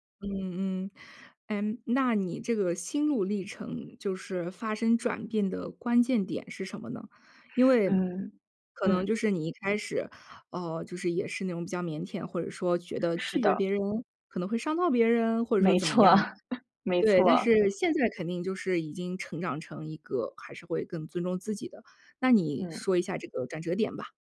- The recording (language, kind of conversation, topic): Chinese, podcast, 你是怎么学会说“不”的？
- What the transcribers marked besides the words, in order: laughing while speaking: "没错"; chuckle